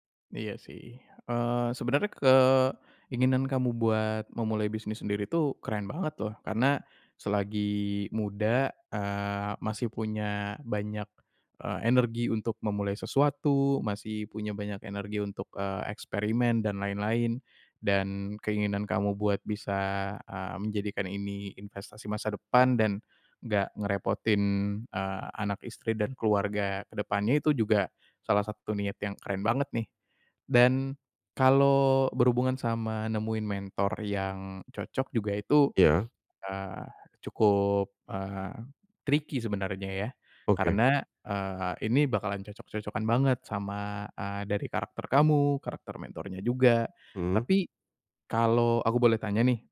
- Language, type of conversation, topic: Indonesian, advice, Bagaimana cara menemukan mentor yang tepat untuk membantu perkembangan karier saya?
- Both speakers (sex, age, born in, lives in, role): male, 25-29, Indonesia, Indonesia, advisor; male, 30-34, Indonesia, Indonesia, user
- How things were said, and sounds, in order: in English: "tricky"